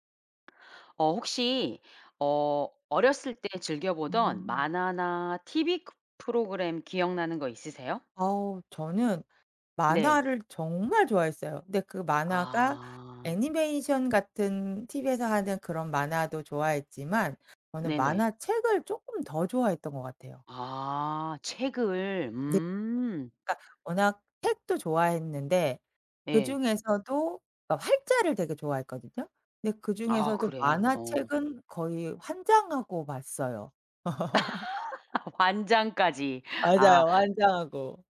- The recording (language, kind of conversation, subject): Korean, podcast, 어릴 때 즐겨 보던 만화나 TV 프로그램은 무엇이었나요?
- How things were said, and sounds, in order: other background noise; laugh